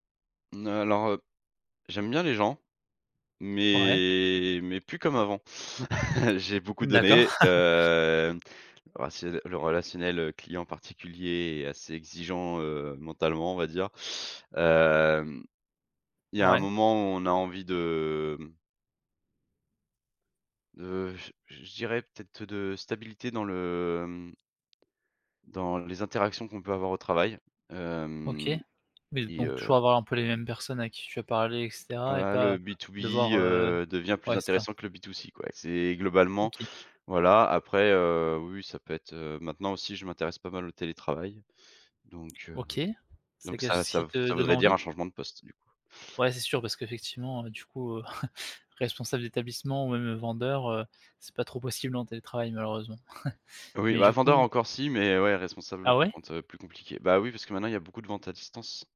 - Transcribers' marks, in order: chuckle; chuckle; drawn out: "de"; tapping; chuckle; chuckle
- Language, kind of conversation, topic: French, podcast, Peux-tu raconter une expérience où un mentor t’a vraiment aidé(e) ?